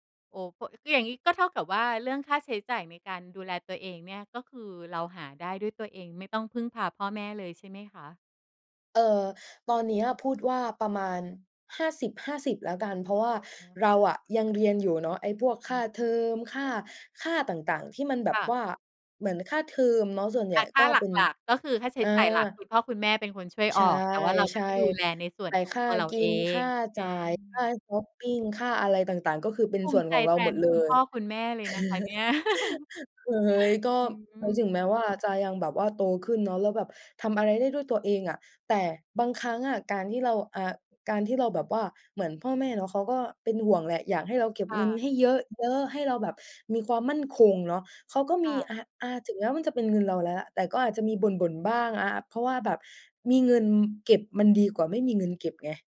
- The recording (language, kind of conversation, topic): Thai, podcast, เล่าเรื่องวันที่คุณรู้สึกว่าตัวเองโตขึ้นได้ไหม?
- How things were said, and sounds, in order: other background noise; chuckle; laugh